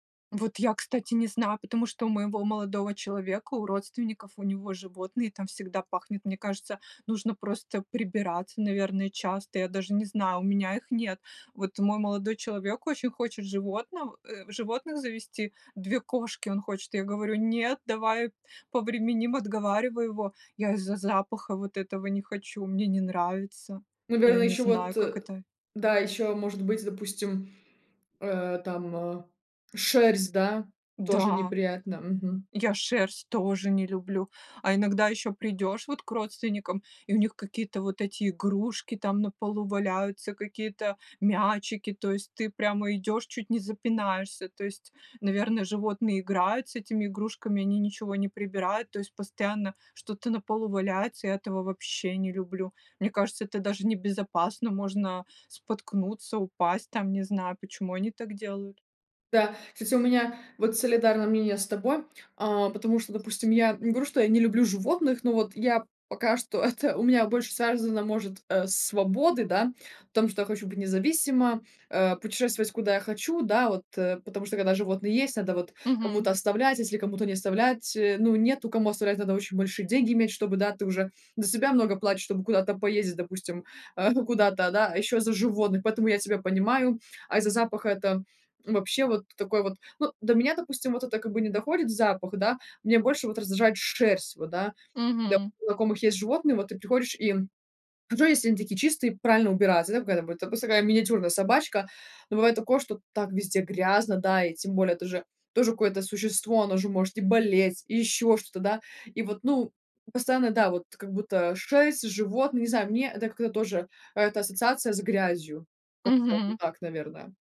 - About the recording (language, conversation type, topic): Russian, podcast, Как ты создаёшь уютное личное пространство дома?
- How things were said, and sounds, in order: none